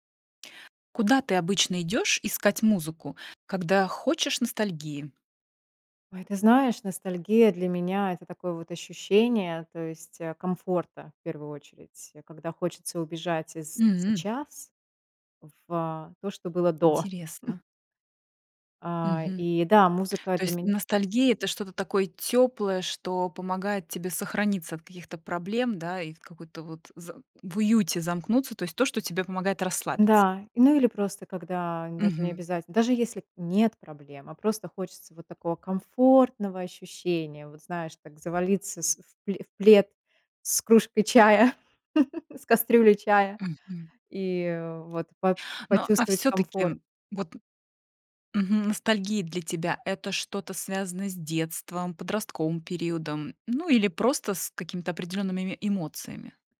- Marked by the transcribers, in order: chuckle; other background noise; chuckle; "определенными" said as "определеннымими"
- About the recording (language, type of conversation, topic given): Russian, podcast, Куда вы обычно обращаетесь за музыкой, когда хочется поностальгировать?